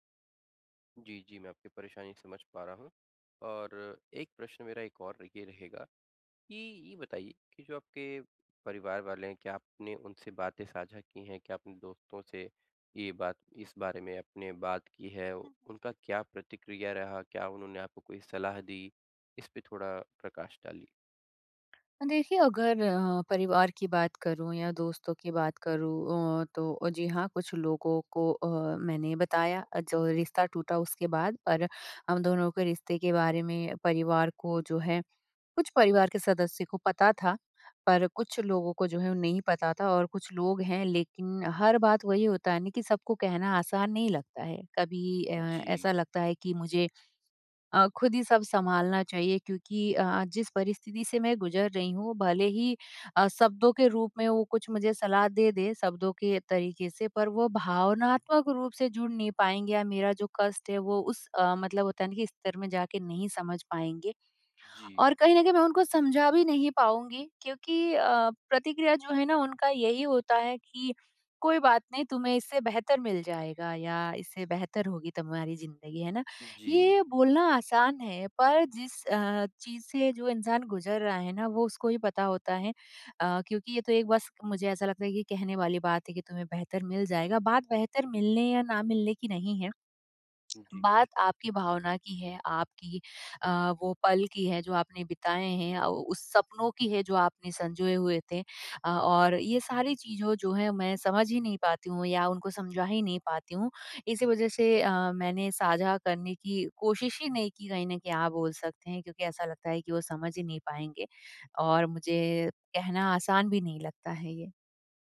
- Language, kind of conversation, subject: Hindi, advice, ब्रेकअप के बाद मैं खुद का ख्याल रखकर आगे कैसे बढ़ सकता/सकती हूँ?
- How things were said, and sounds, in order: tapping